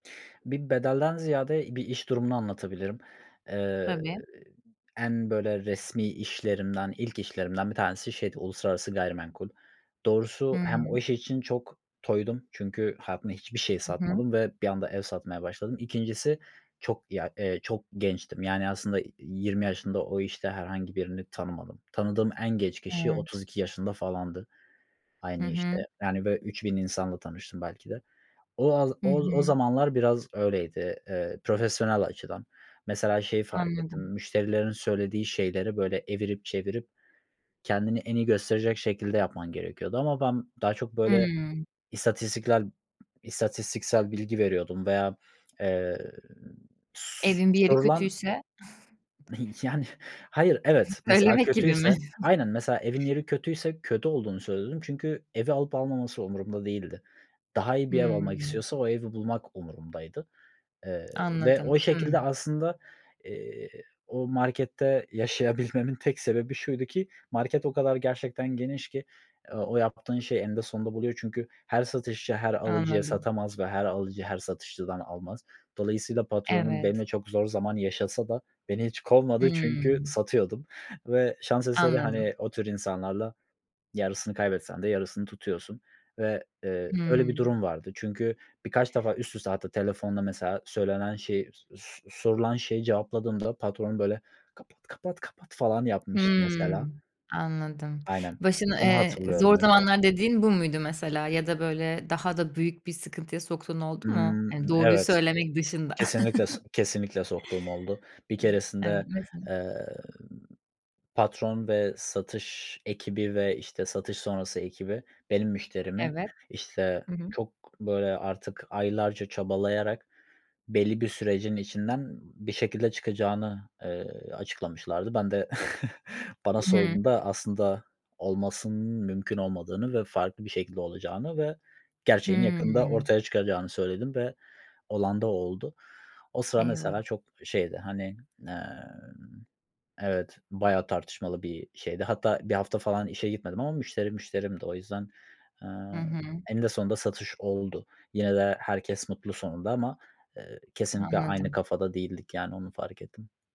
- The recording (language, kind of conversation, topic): Turkish, podcast, Sence doğruyu söylemenin sosyal bir bedeli var mı?
- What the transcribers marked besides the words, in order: chuckle; chuckle; chuckle; unintelligible speech; chuckle; drawn out: "Hıı"; tapping